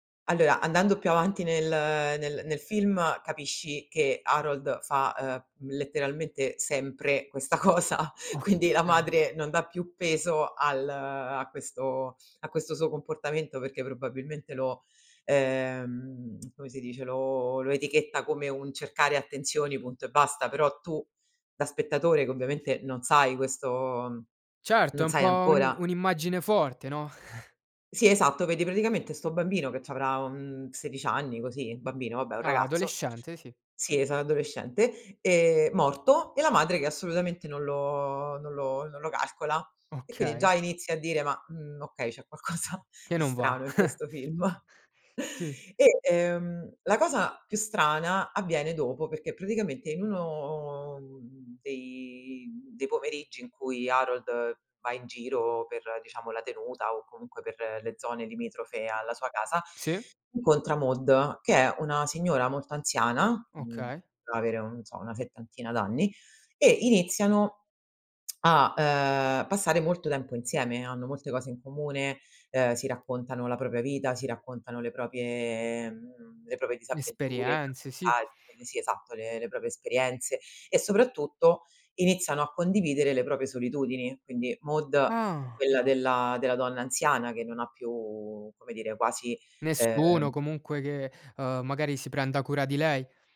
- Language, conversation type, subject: Italian, podcast, Qual è un film che ti ha cambiato la prospettiva sulla vita?
- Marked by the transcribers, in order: laughing while speaking: "questa cosa, quindi"; other background noise; chuckle; laughing while speaking: "c'è qualcosa di strano in questo film"; chuckle; unintelligible speech